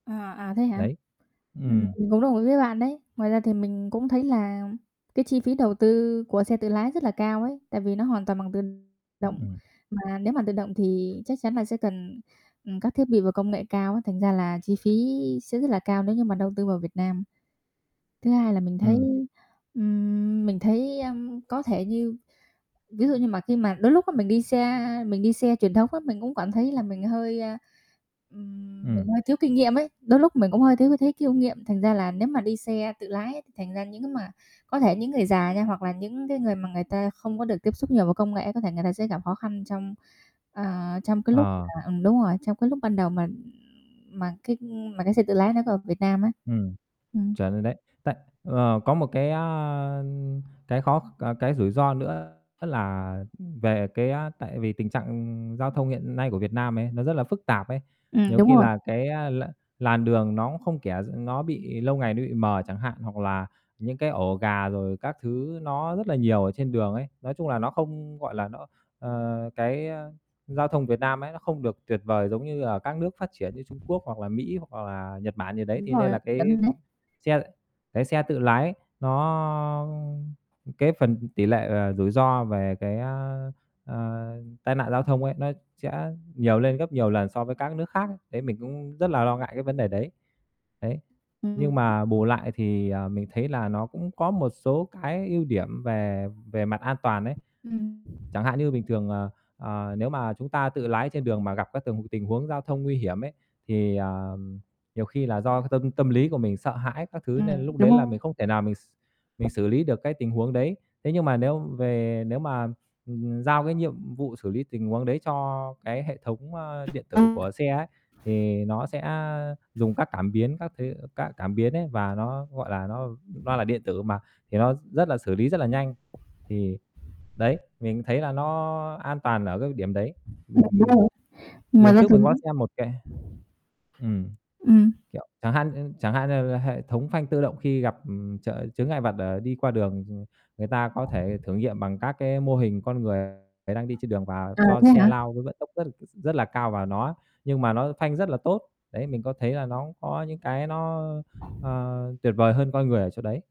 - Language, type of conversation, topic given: Vietnamese, unstructured, Bạn nghĩ gì về xe tự lái trong tương lai?
- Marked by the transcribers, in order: distorted speech; "kinh" said as "kiu"; tapping; other background noise; unintelligible speech; static; unintelligible speech